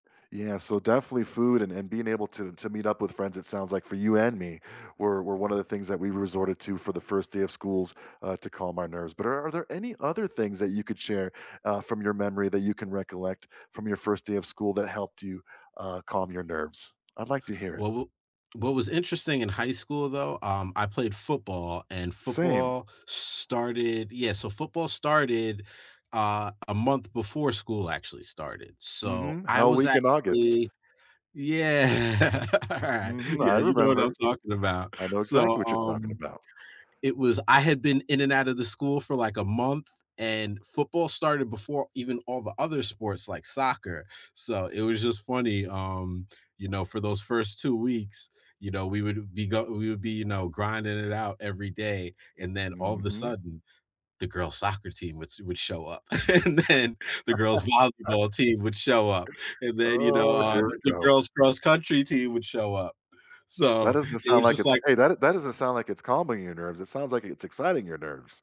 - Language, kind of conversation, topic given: English, unstructured, What first-day-of-school rituals have helped you calm your nerves?
- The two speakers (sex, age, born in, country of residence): male, 35-39, United States, United States; male, 45-49, United States, United States
- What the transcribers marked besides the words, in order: other background noise; tapping; laughing while speaking: "yeah"; chuckle; laugh; laughing while speaking: "and then"; laugh